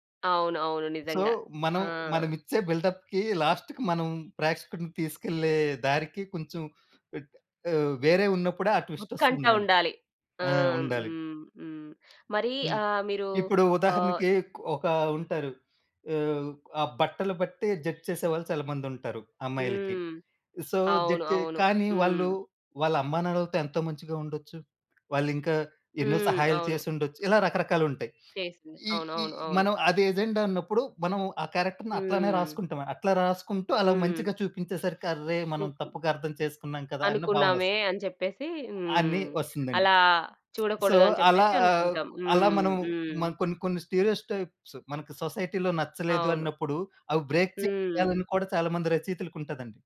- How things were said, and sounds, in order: in English: "సో"; in English: "బిల్డప్‌కీ లాస్ట్‌కి"; horn; tapping; in English: "జడ్జ్"; in English: "సో, జడ్జ్"; other background noise; in English: "క్యారెక్టర్‌ని"; in English: "సో"; in English: "స్టీరియోటైప్స్"; in English: "సొసైటీ‌లో"; in English: "బ్రేక్"
- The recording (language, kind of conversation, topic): Telugu, podcast, నీ సృజనాత్మక గుర్తింపును తీర్చిదిద్దడంలో కుటుంబం పాత్ర ఏమిటి?